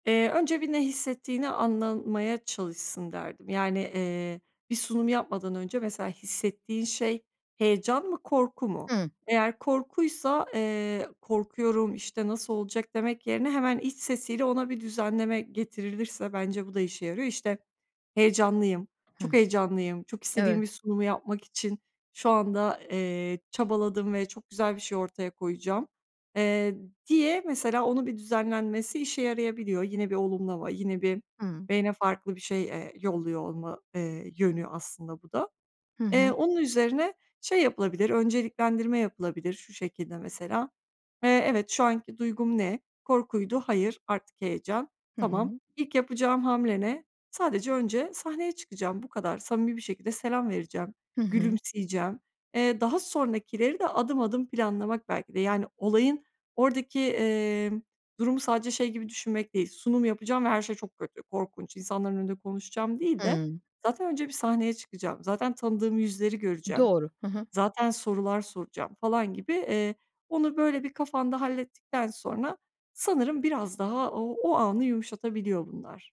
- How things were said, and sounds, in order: other background noise; tapping
- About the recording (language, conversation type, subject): Turkish, podcast, Kriz anlarında sakin kalmayı nasıl öğrendin?